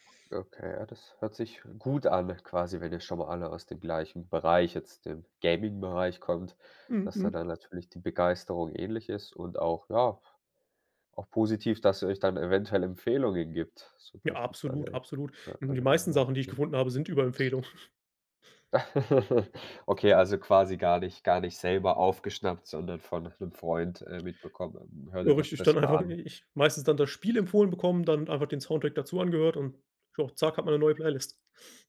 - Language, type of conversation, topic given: German, podcast, Wie entdeckst du normalerweise ganz konkret neue Musik?
- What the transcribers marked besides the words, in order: snort; chuckle; laughing while speaking: "einfach"